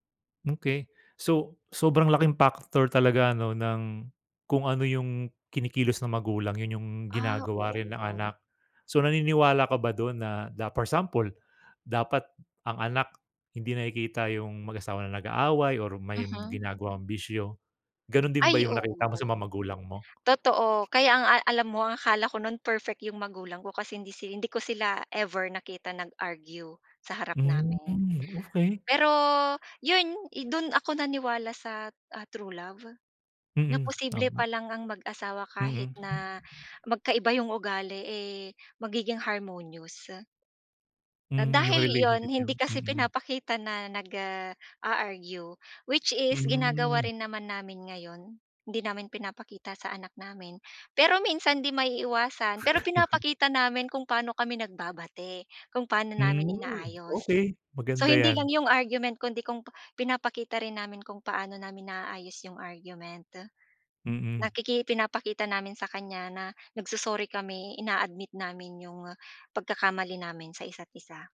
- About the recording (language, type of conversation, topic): Filipino, podcast, Paano ba magtatakda ng malinaw na hangganan sa pagitan ng magulang at anak?
- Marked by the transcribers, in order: other background noise; in English: "harmonious"; chuckle